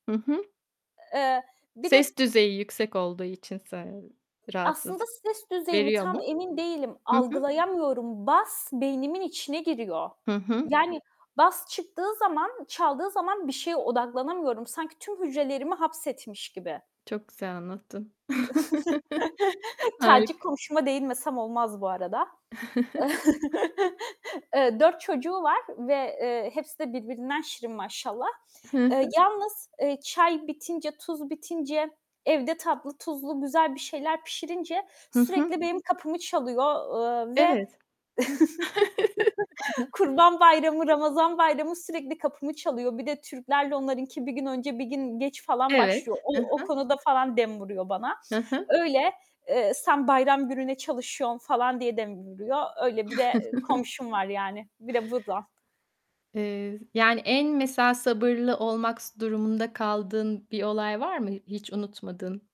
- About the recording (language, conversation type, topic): Turkish, podcast, Evde verimli çalışmak için neler yapıyorsun?
- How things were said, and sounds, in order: other background noise; static; unintelligible speech; distorted speech; in English: "Bass"; tapping; in English: "bass"; chuckle; chuckle; chuckle; unintelligible speech; chuckle; unintelligible speech